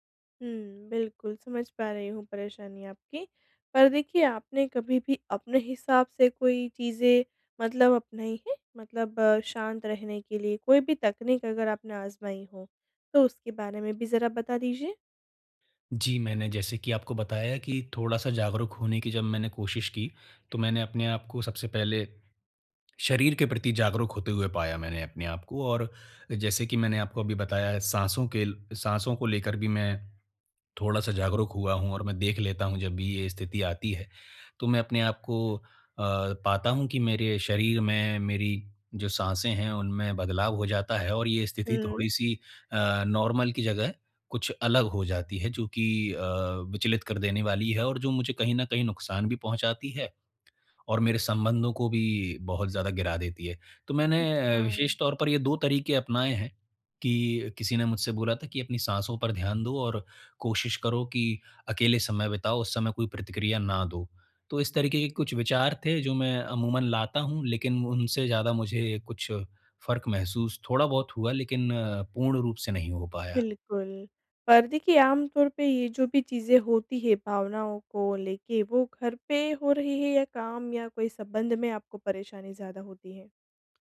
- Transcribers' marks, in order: in English: "नॉर्मल"
- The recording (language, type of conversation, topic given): Hindi, advice, तीव्र भावनाओं के दौरान मैं शांत रहकर सोच-समझकर कैसे प्रतिक्रिया करूँ?
- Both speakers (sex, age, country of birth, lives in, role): female, 25-29, India, India, advisor; male, 25-29, India, India, user